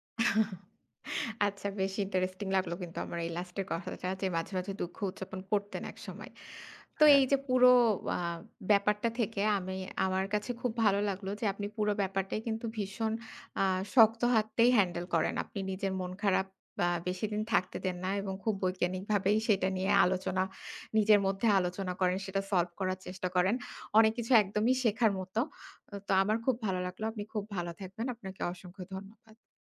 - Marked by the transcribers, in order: scoff; laughing while speaking: "আচ্ছা বেশ ইন্টারেস্টিং"; other background noise
- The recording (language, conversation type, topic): Bengali, podcast, খারাপ দিনের পর আপনি কীভাবে নিজেকে শান্ত করেন?